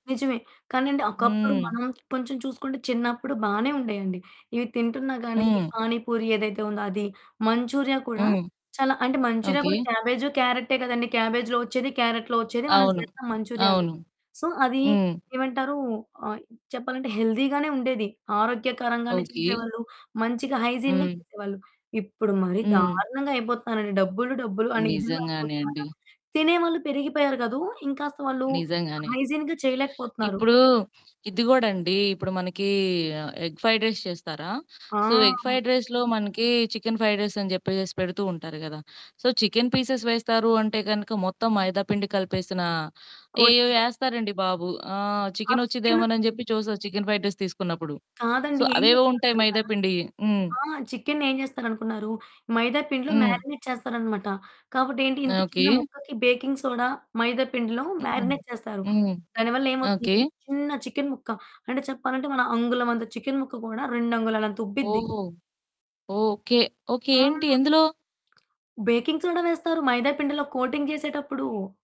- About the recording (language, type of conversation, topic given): Telugu, podcast, జంక్ ఫుడ్ తినాలని అనిపించినప్పుడు మీరు దాన్ని ఎలా ఎదుర్కొంటారు?
- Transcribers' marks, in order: other background noise; in English: "సో"; in English: "హెల్దీ‌గానే"; in English: "హైజీన్‌గా"; distorted speech; in English: "హైజీన్‌గా"; in English: "ఎగ్ ఫ్రైడ్ రైస్"; in English: "సో ఎగ్ ఫ్రైడ్ రైస్‌లో"; in English: "ఫ్రైడ్ రైస్"; in English: "సో"; in English: "పీసెస్"; in English: "కోటింగ్‌లో"; in English: "ఫ్రైడ్ రైస్"; in English: "సో"; in English: "మారినేట్"; in English: "బేకింగ్ సోడా"; in English: "మారినేట్"; in English: "బేకింగ్ సోడా"; in English: "కోటింగ్"